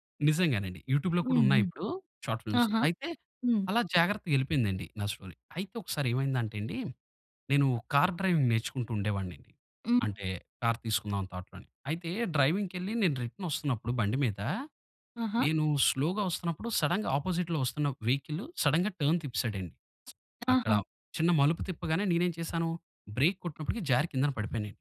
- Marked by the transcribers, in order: in English: "యూట్యూబ్‌లో"; tapping; in English: "షార్ట్ ఫిల్మ్స్"; in English: "స్టోరీ"; in English: "కార్ డ్రైవింగ్"; in English: "కార్"; in English: "థాట్‌లోని"; in English: "డ్రైవింగ్‌కెళ్లి"; other background noise; in English: "రిటర్న్"; in English: "స్లోగా"; in English: "సడెన్‌గా ఆపోజిట్‌లో"; in English: "వెహికల్ సడెన్‌గా టర్న్"; lip smack; in English: "బ్రేక్"
- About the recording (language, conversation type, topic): Telugu, podcast, ఆసక్తి తగ్గినప్పుడు మీరు మీ అలవాట్లను మళ్లీ ఎలా కొనసాగించగలిగారు?